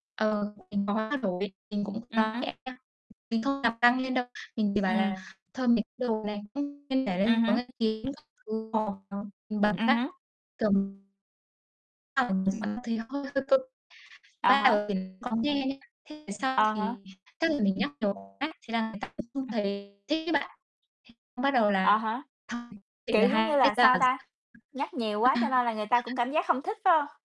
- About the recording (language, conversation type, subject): Vietnamese, unstructured, Làm sao để thuyết phục người khác thay đổi thói quen xấu?
- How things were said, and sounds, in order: distorted speech; unintelligible speech; tapping; unintelligible speech; other background noise; unintelligible speech; unintelligible speech